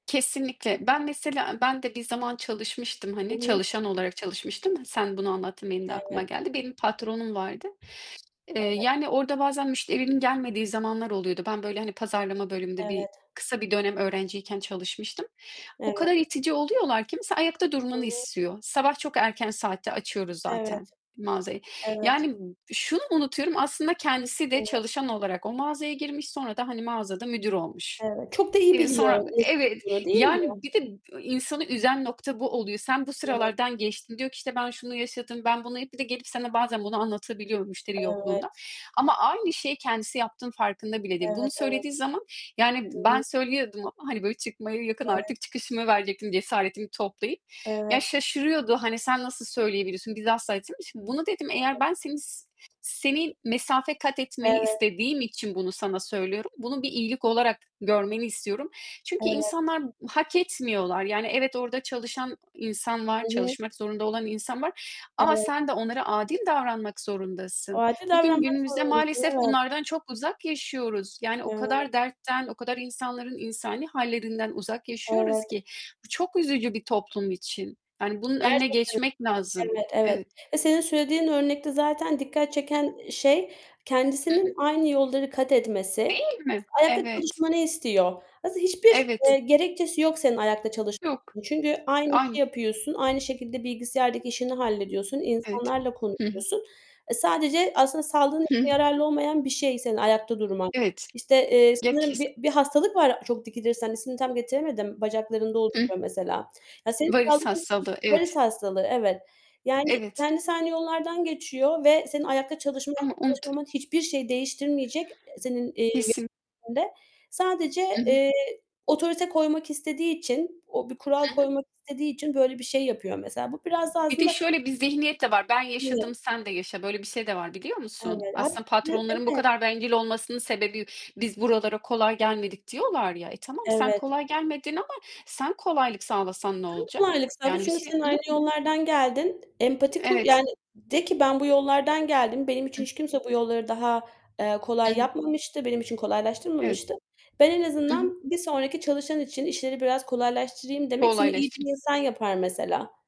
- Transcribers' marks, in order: other background noise; distorted speech; tapping; unintelligible speech; unintelligible speech; unintelligible speech; mechanical hum; unintelligible speech; unintelligible speech; unintelligible speech; unintelligible speech; unintelligible speech; static
- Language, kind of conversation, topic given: Turkish, unstructured, Patronların çalışanlarına saygı göstermemesi hakkında ne düşünüyorsun?